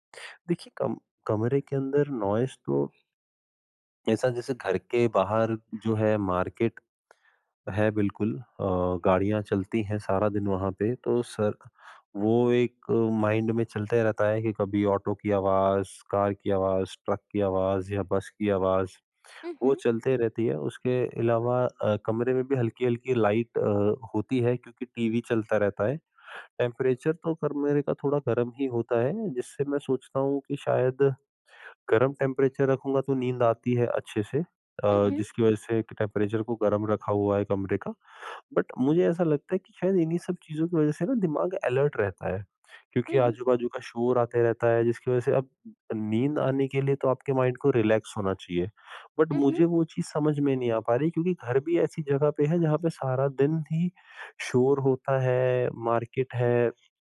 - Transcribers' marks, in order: in English: "नॉइज़"; in English: "मार्केट"; in English: "माइंड"; in English: "लाइट"; in English: "टेंपरेचर"; "कमरे" said as "कर्मरे"; in English: "टेंपरेचर"; in English: "ट टेंपरेचर"; in English: "बट"; in English: "अलर्ट"; in English: "माइंड"; in English: "रिलैक्स"; in English: "बट"; in English: "मार्केट"
- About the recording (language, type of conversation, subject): Hindi, advice, सोने से पहले बेहतर नींद के लिए मैं शरीर और मन को कैसे शांत करूँ?